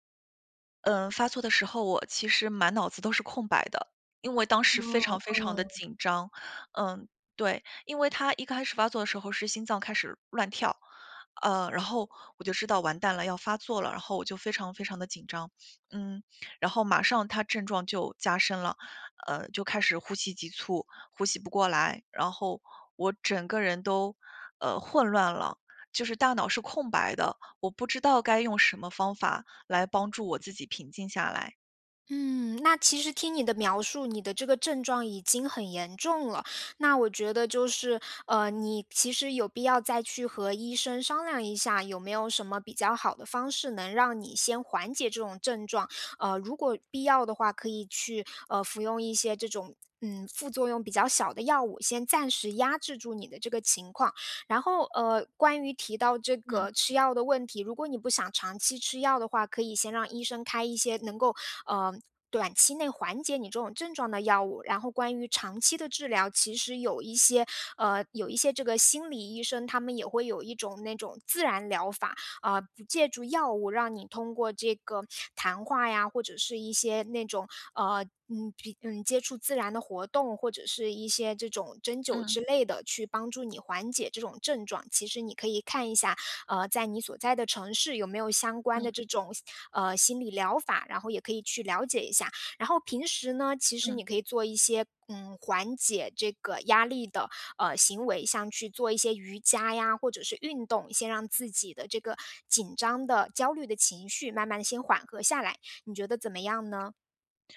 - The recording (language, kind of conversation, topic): Chinese, advice, 如何快速缓解焦虑和恐慌？
- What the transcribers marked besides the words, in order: other noise; other background noise